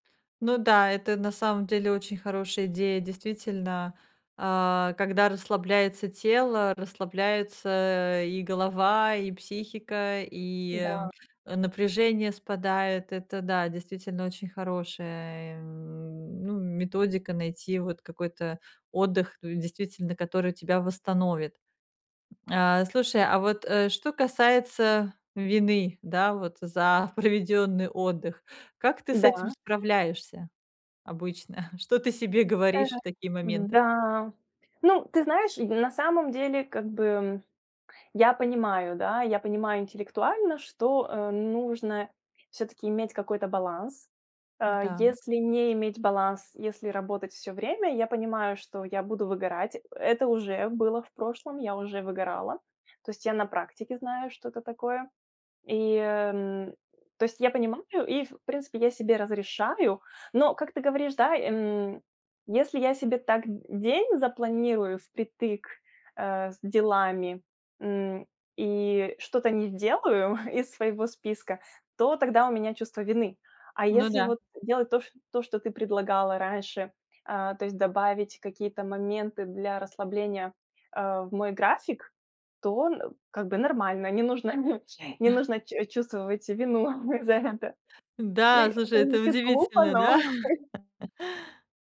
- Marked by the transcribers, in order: other background noise; chuckle; chuckle; chuckle; chuckle; chuckle
- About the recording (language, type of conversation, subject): Russian, advice, Как научиться расслабляться дома и отдыхать без чувства вины?